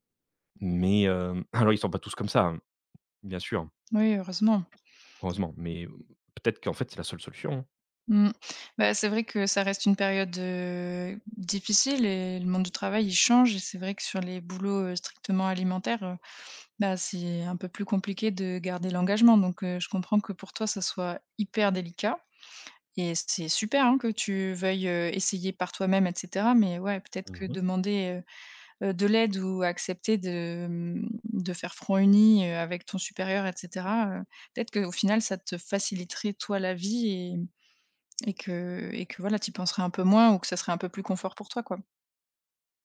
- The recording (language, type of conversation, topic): French, advice, Comment puis-je me responsabiliser et rester engagé sur la durée ?
- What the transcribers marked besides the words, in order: tapping; other background noise